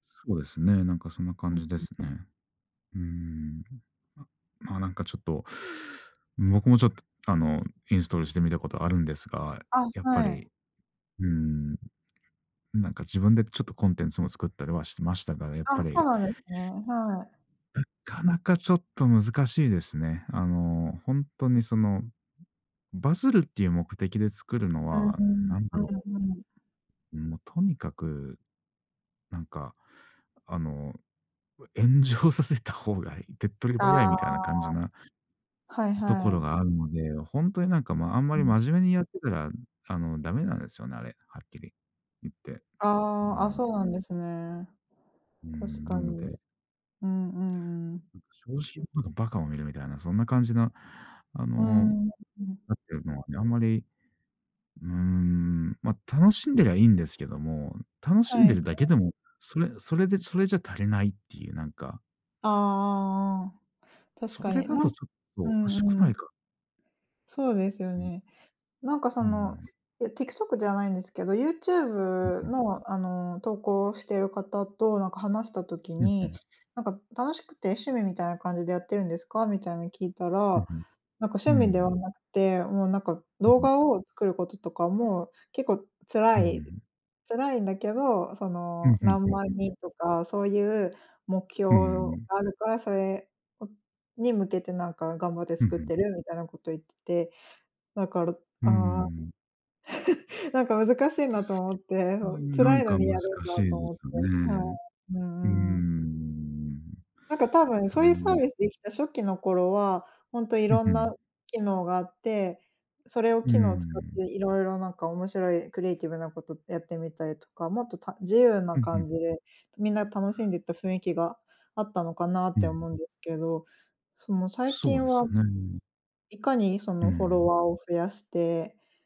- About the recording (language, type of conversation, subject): Japanese, unstructured, 毎日のスマホの使いすぎについて、どう思いますか？
- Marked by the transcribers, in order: teeth sucking; other background noise; unintelligible speech; chuckle; tapping